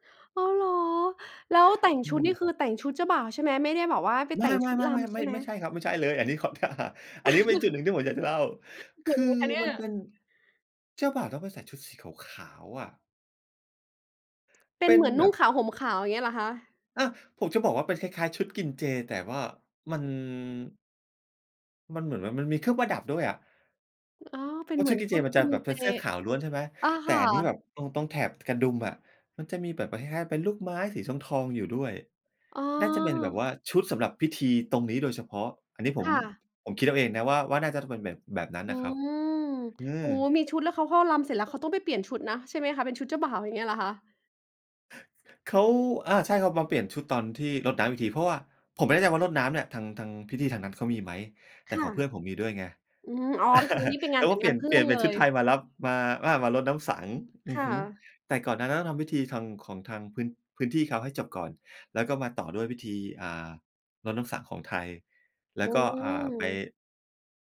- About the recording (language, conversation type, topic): Thai, podcast, เคยไปร่วมพิธีท้องถิ่นไหม และรู้สึกอย่างไรบ้าง?
- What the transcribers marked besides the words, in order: laughing while speaking: "อันนี้เข้าท่า"; chuckle; other background noise; chuckle